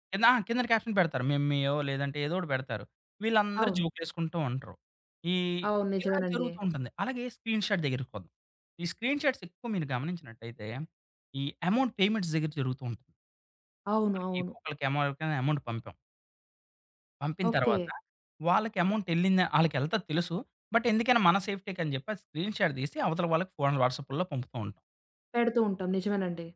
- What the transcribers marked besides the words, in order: in English: "క్యాప్షన్"; in English: "స్క్రీన్‌షాట్"; in English: "స్క్రీన్‌షాట్స్"; in English: "అమౌంట్ పేమెంట్స్"; other background noise; in English: "అమౌంట్"; in English: "అమౌంట్"; in English: "బట్"; in English: "స్క్రీన్‌షాట్"
- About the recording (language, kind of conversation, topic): Telugu, podcast, నిన్నో ఫొటో లేదా స్క్రీన్‌షాట్ పంపేముందు ఆలోచిస్తావా?